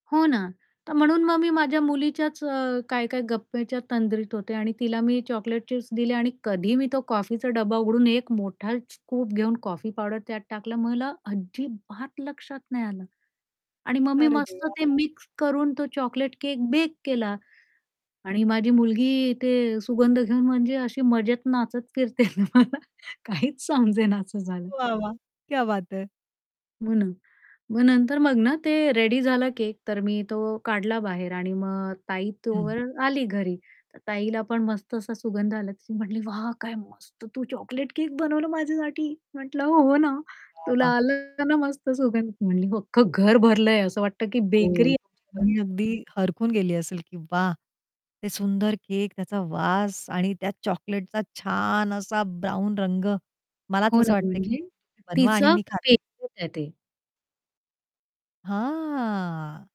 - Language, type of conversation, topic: Marathi, podcast, कधी तुमच्या एखाद्या चुकीमुळे चांगलं काही घडलं आहे का?
- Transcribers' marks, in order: static; other background noise; distorted speech; laughing while speaking: "फिरतये ना मला काहीच"; in Hindi: "वाह, वाह! क्या बात है!"; in English: "रेडी"; anticipating: "वाह काय मस्त तू चॉकलेट केक बनवलं माझ्यासाठी"; tapping; in English: "ब्राउन"; unintelligible speech; drawn out: "हां"